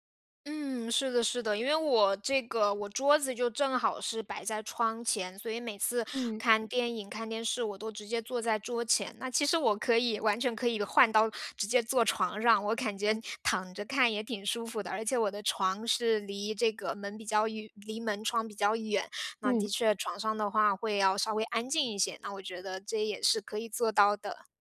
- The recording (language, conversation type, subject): Chinese, advice, 我怎么才能在家更容易放松并享受娱乐？
- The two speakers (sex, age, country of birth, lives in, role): female, 30-34, China, Germany, user; female, 30-34, China, United States, advisor
- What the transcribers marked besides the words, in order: none